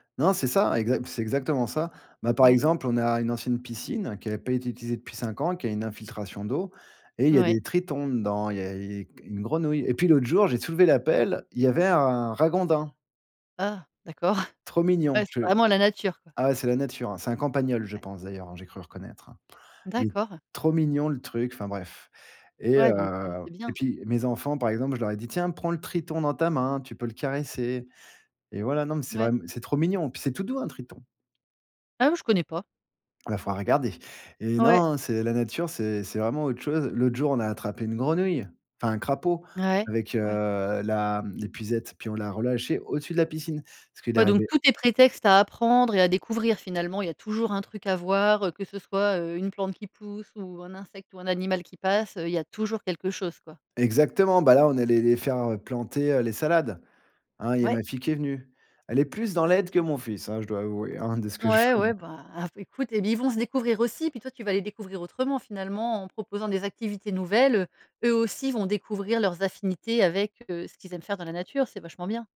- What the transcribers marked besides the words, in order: chuckle; other background noise
- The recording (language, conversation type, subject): French, podcast, Qu'est-ce que la nature t'apporte au quotidien?